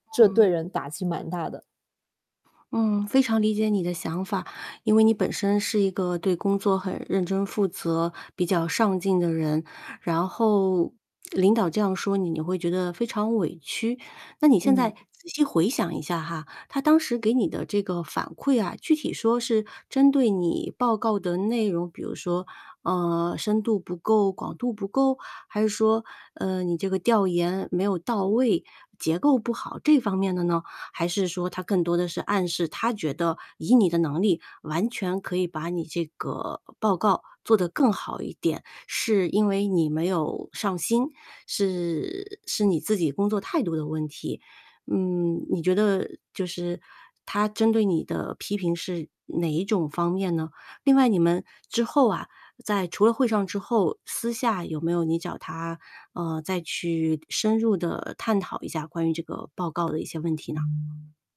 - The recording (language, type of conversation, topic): Chinese, advice, 你通常如何接受并回应他人的批评和反馈？
- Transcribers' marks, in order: distorted speech; tapping